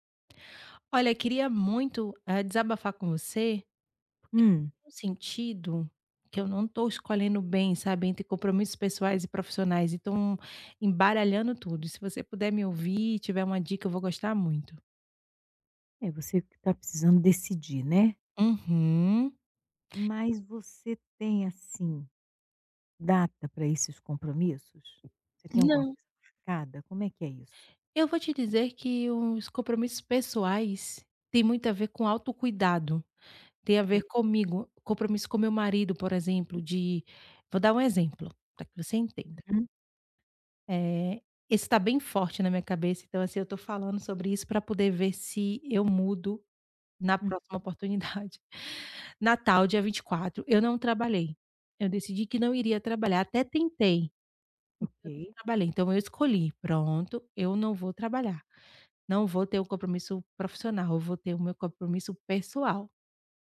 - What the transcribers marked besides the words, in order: other background noise; tapping; laughing while speaking: "oportunidade"
- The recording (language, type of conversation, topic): Portuguese, advice, Como posso decidir entre compromissos pessoais e profissionais importantes?